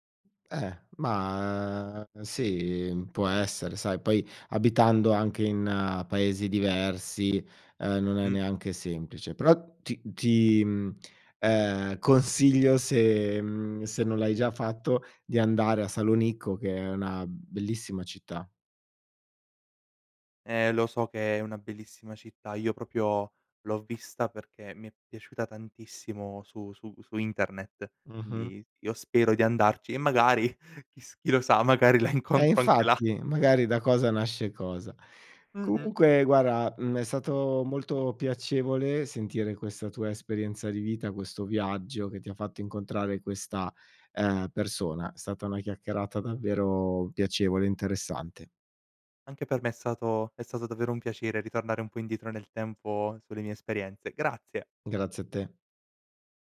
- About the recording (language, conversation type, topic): Italian, podcast, Hai mai incontrato qualcuno in viaggio che ti ha segnato?
- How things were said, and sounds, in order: "proprio" said as "propio"; chuckle; laughing while speaking: "incontro"; "guarda" said as "guara"